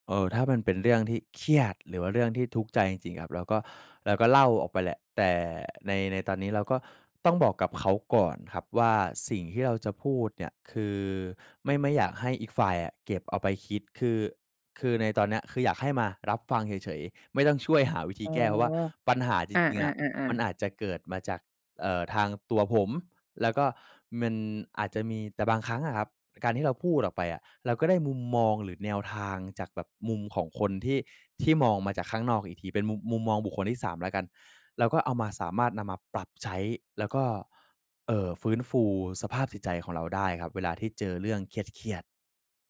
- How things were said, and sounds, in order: stressed: "เครียด"
- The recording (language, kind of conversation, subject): Thai, podcast, คุณดูแลร่างกายอย่างไรเมื่อเริ่มมีสัญญาณหมดไฟ?